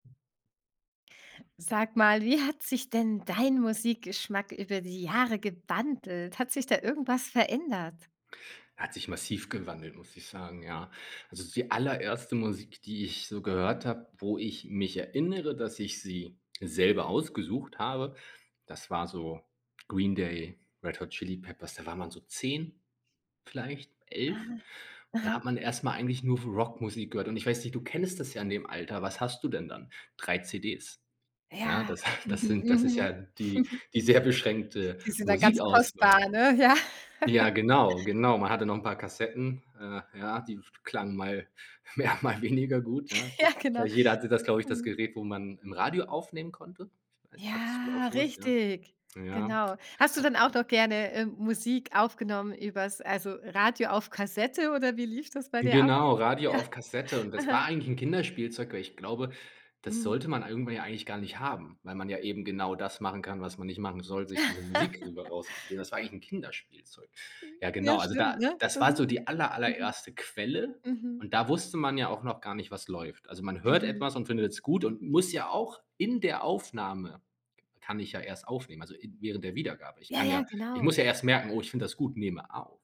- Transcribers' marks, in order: tapping; chuckle; giggle; laughing while speaking: "mehr, mal weniger"; chuckle; chuckle; giggle
- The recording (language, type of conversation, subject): German, podcast, Wie hat sich dein Musikgeschmack über die Jahre gewandelt?